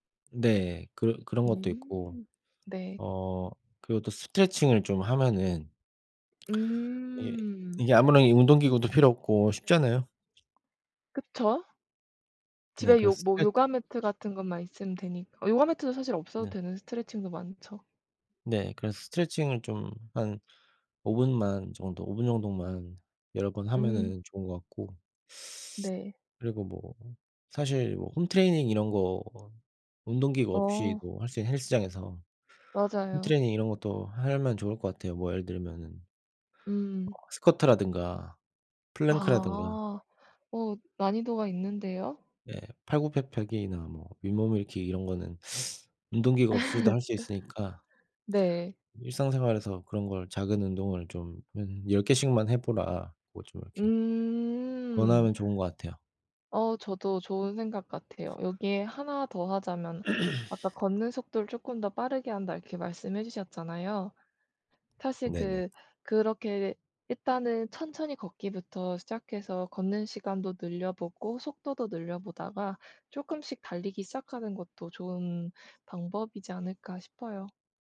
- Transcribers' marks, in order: other background noise; teeth sucking; teeth sucking; laugh; throat clearing
- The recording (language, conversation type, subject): Korean, unstructured, 운동을 시작하지 않으면 어떤 질병에 걸릴 위험이 높아질까요?